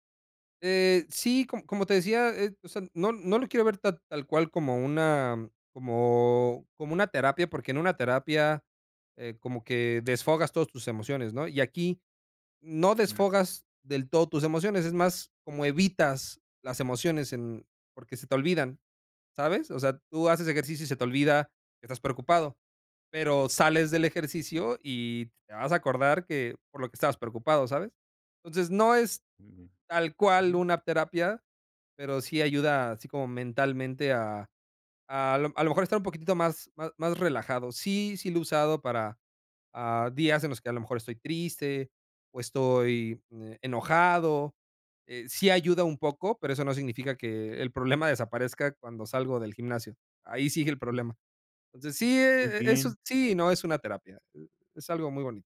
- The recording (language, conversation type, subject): Spanish, podcast, ¿Qué actividad física te hace sentir mejor mentalmente?
- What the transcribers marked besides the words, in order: none